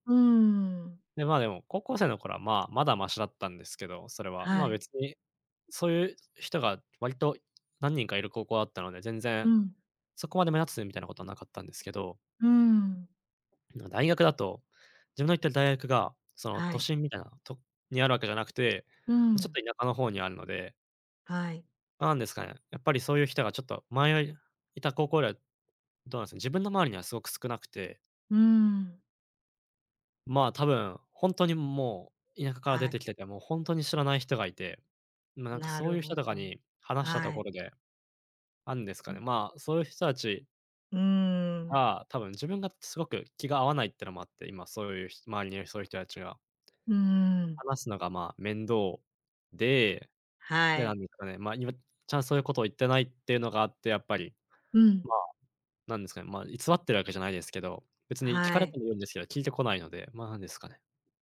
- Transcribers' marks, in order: none
- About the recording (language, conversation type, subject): Japanese, advice, 新しい環境で自分を偽って馴染もうとして疲れた